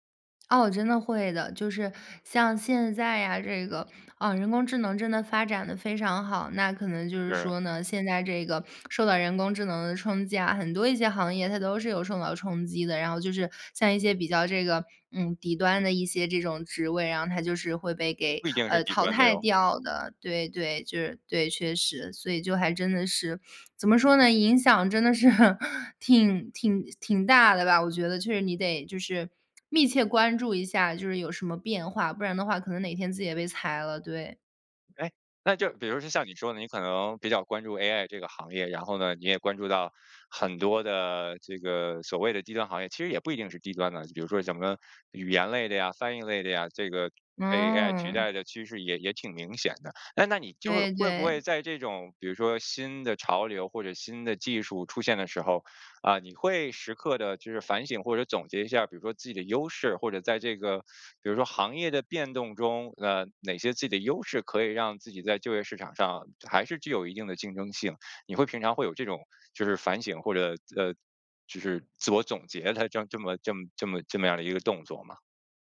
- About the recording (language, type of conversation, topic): Chinese, podcast, 当爱情与事业发生冲突时，你会如何取舍？
- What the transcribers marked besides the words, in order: laughing while speaking: "真的是"; other background noise